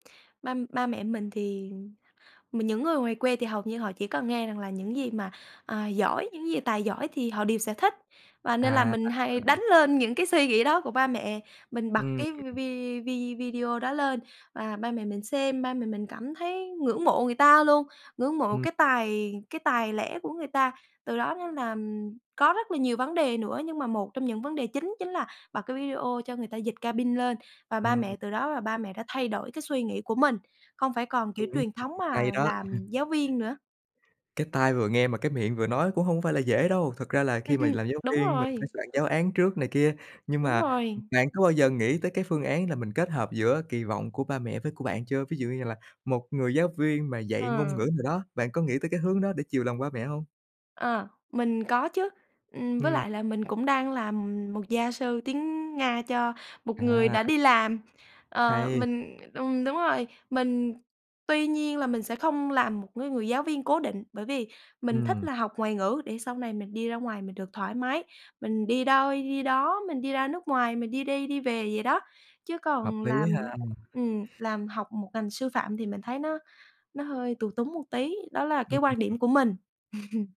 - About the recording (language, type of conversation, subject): Vietnamese, podcast, Bạn xử lý áp lực từ gia đình như thế nào khi lựa chọn nghề nghiệp?
- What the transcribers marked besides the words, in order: tapping; other background noise; chuckle; chuckle